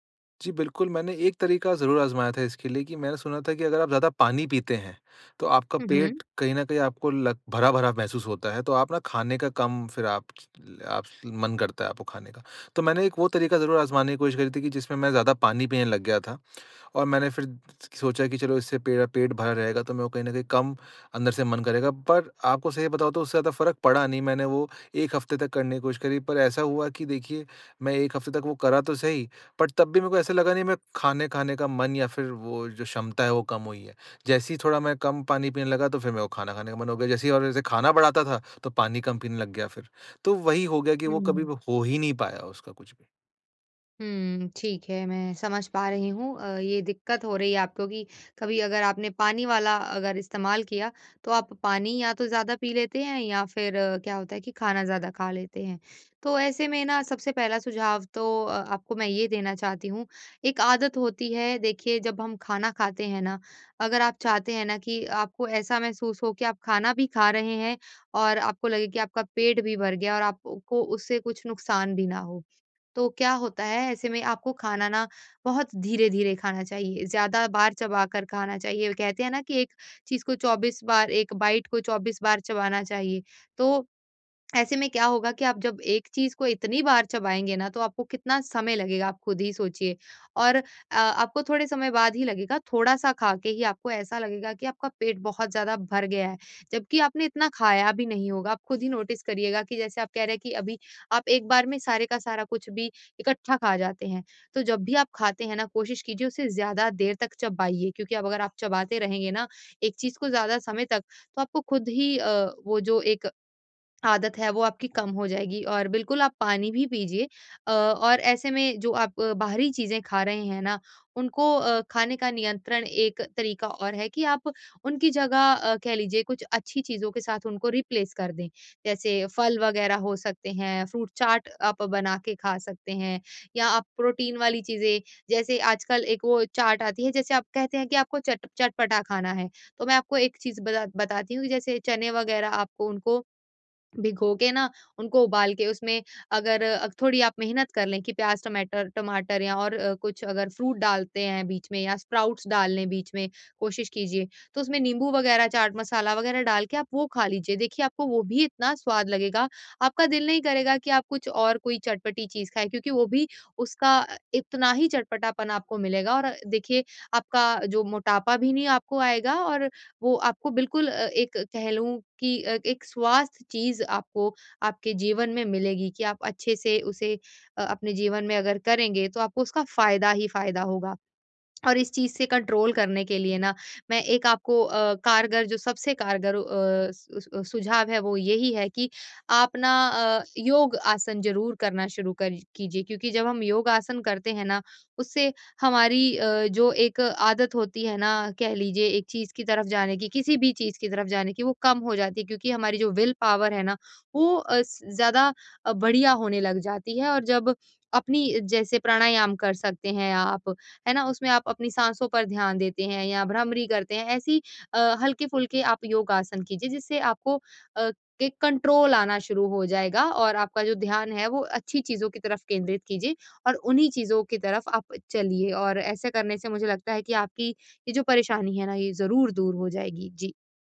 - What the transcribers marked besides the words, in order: other background noise; in English: "बट"; in English: "बाइट"; in English: "नोटिस"; in English: "रिप्लेस"; in English: "फ्रूट"; "टमैटर" said as "टमाटर"; in English: "फ्रूट"; in English: "स्प्राउट्स"; in English: "कंट्रोल"; in English: "विल पावर"; in English: "कंट्रोल"
- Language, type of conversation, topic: Hindi, advice, भोजन में आत्म-नियंत्रण की कमी